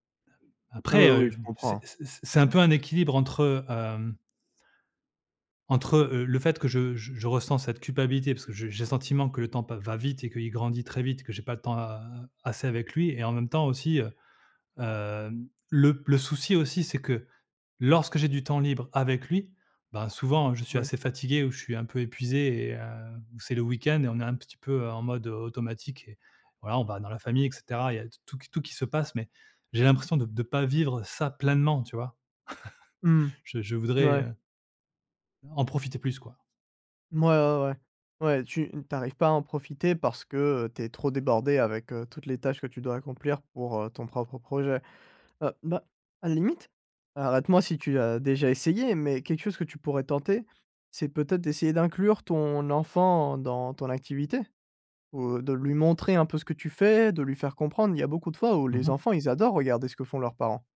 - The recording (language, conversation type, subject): French, advice, Comment gérez-vous la culpabilité de négliger votre famille et vos amis à cause du travail ?
- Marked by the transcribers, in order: chuckle